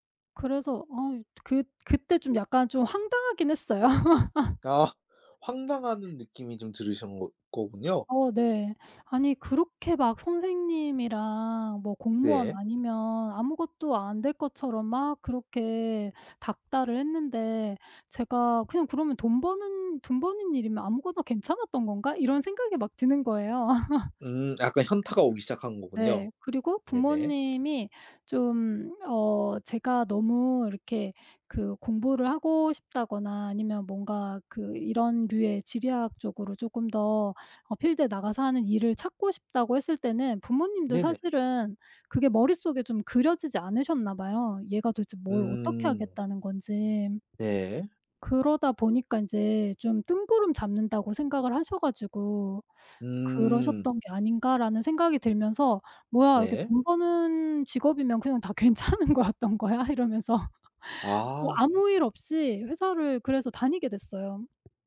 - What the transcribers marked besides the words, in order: laughing while speaking: "아"; laugh; other background noise; laugh; in English: "필드에"; laughing while speaking: "괜찮은 거였던 거야?' 이러면서"; tapping
- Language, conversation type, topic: Korean, podcast, 가족의 진로 기대에 대해 어떻게 느끼시나요?